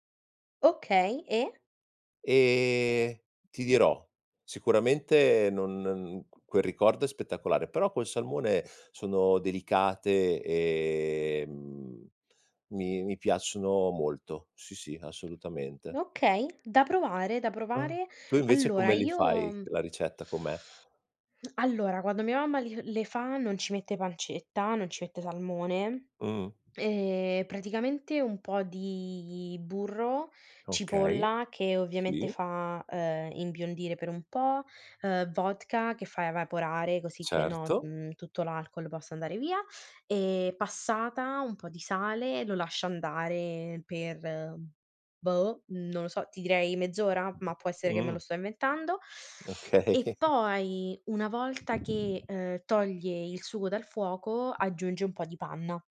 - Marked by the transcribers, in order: drawn out: "ehm"; tapping; other noise; drawn out: "di"; laughing while speaking: "Okay"; other background noise
- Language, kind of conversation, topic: Italian, unstructured, Qual è il tuo piatto preferito e perché ti rende felice?